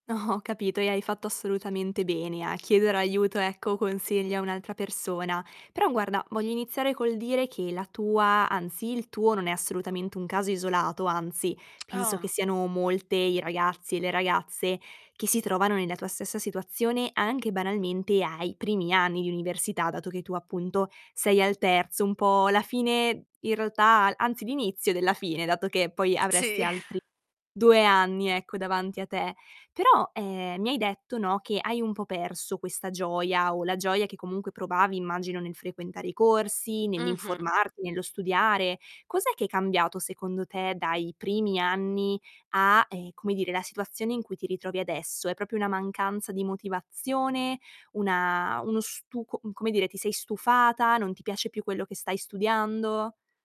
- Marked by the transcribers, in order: static; distorted speech; other background noise; laughing while speaking: "Sì"; tapping; "proprio" said as "propio"
- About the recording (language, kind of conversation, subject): Italian, advice, Come posso affrontare la perdita di motivazione e il fatto di non riconoscere più lo scopo del progetto?